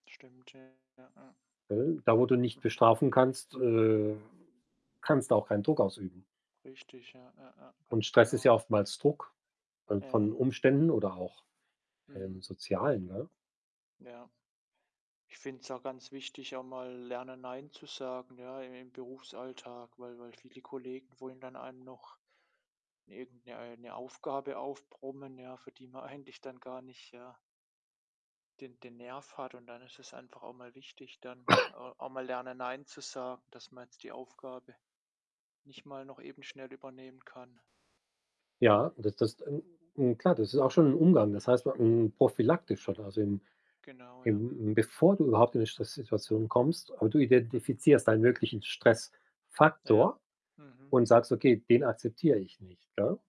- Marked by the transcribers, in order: distorted speech; other noise; other background noise; laughing while speaking: "eigentlich dann gar nicht"; cough
- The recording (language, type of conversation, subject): German, unstructured, Wie gehst du mit Stress im Alltag um?